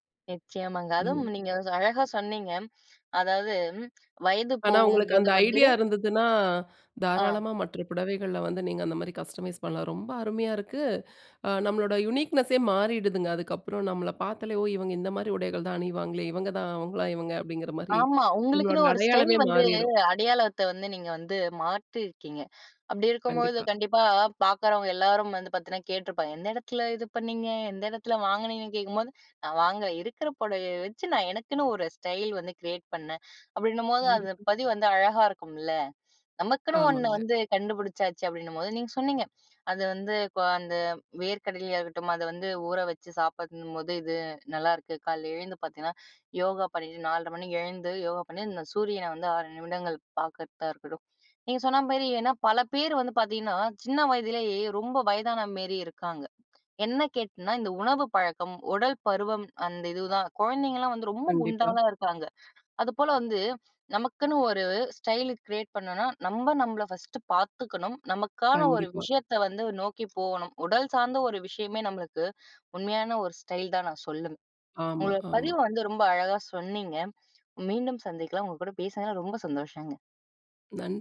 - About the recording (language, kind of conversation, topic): Tamil, podcast, வயது கூடிக்கொண்டே போகும் போது உங்கள் தோற்றப் பாணி எப்படி மாறியது?
- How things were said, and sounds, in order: in English: "கஸ்டமைஸ்"; in English: "யுனிக்னெஸ்ஸே"